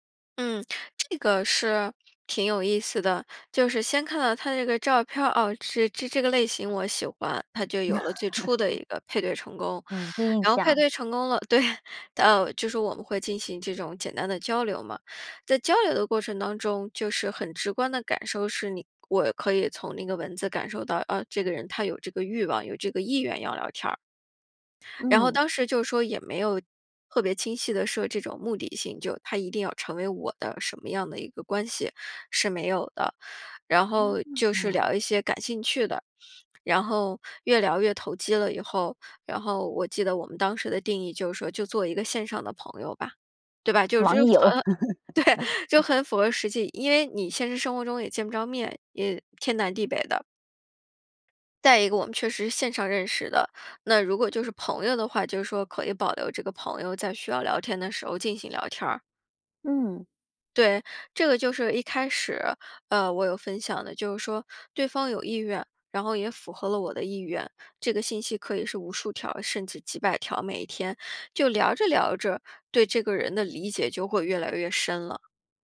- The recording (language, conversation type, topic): Chinese, podcast, 你会如何建立真实而深度的人际联系？
- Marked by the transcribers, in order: laugh; laughing while speaking: "对"; laughing while speaking: "对"; laugh